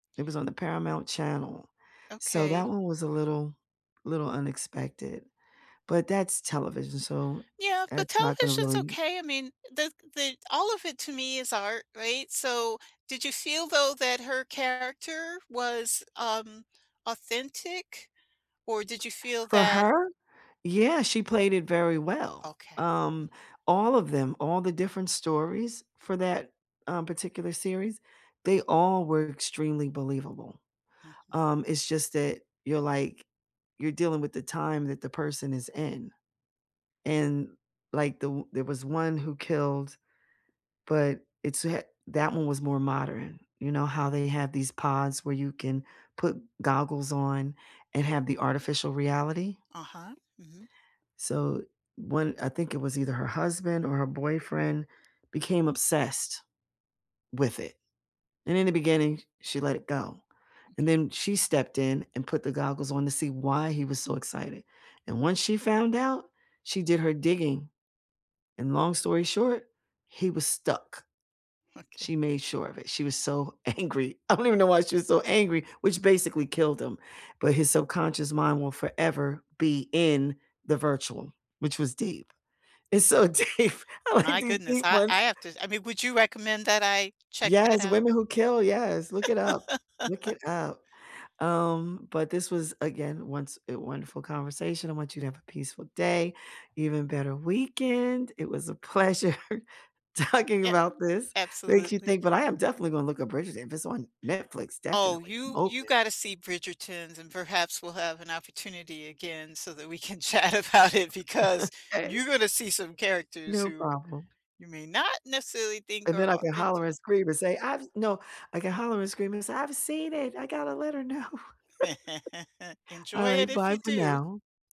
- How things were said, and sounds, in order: other background noise; tapping; laughing while speaking: "angry"; laughing while speaking: "deep. I like"; laugh; laughing while speaking: "pleasure talking"; laughing while speaking: "chat about it"; chuckle; laugh; laughing while speaking: "know"; laugh
- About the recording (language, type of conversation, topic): English, unstructured, Should film and television prioritize diverse, authentic casting to reflect society and promote inclusion, even if it risks lower box-office returns?
- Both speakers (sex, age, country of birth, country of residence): female, 55-59, United States, United States; female, 70-74, United States, United States